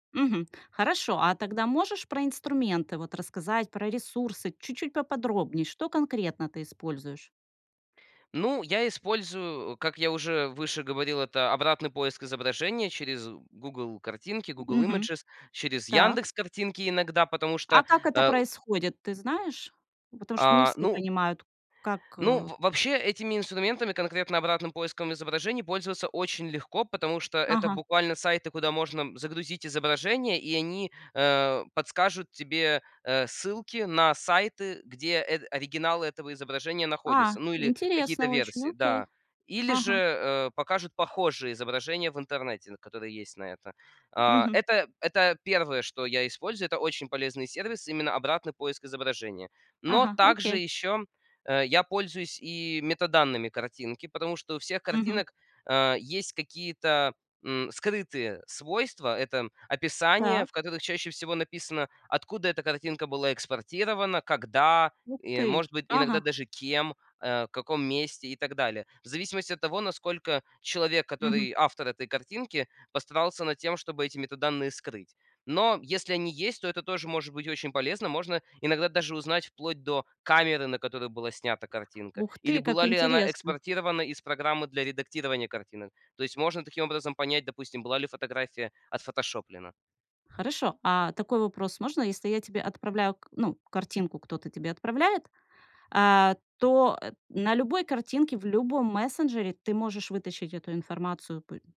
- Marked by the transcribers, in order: tapping
- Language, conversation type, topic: Russian, podcast, Как вы проверяете, правдива ли информация в интернете?